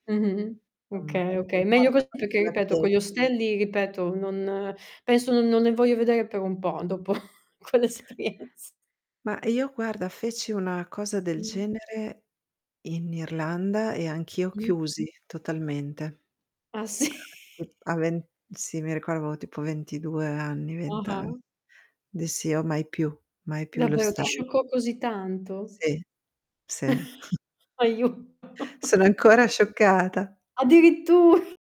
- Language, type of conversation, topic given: Italian, unstructured, Preferisci un viaggio in auto con gli amici o un viaggio in solitaria?
- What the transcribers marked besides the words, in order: "Insomma" said as "nsomma"; distorted speech; "perché" said as "peché"; unintelligible speech; laughing while speaking: "dopo quell'esperienz"; laughing while speaking: "sì?"; unintelligible speech; chuckle; laughing while speaking: "Aiu"; chuckle; chuckle